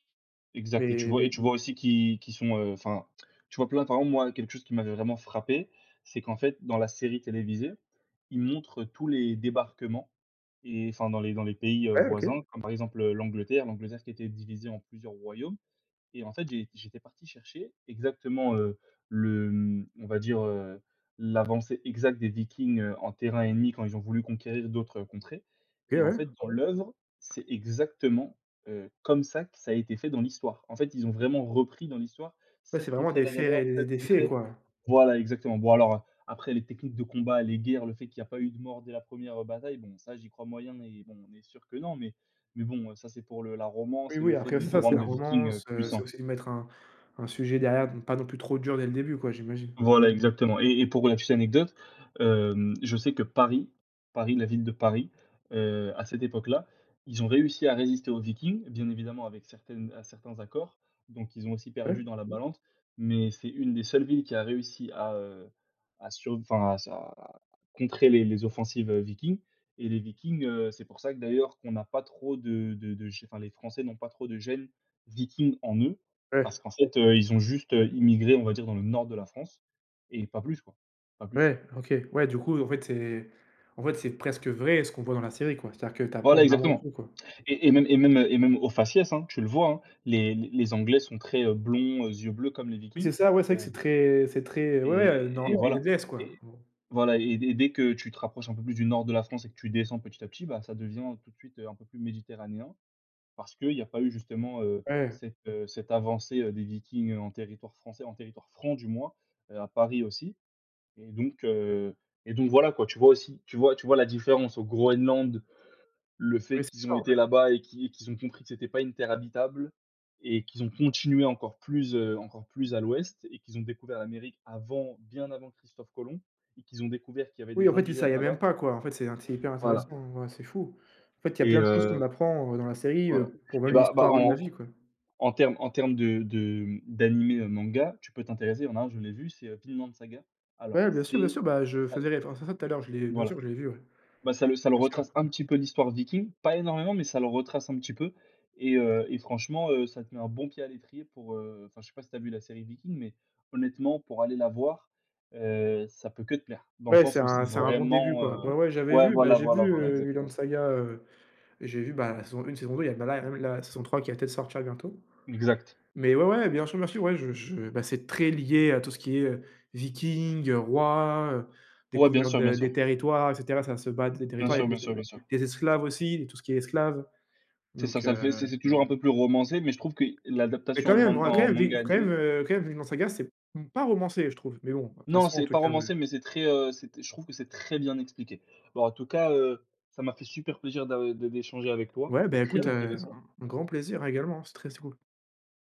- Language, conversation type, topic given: French, unstructured, Quelle série télévisée recommanderais-tu à un ami ?
- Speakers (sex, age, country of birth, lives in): male, 20-24, France, France; male, 20-24, France, France
- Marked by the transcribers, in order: stressed: "exactement"; unintelligible speech; unintelligible speech; other noise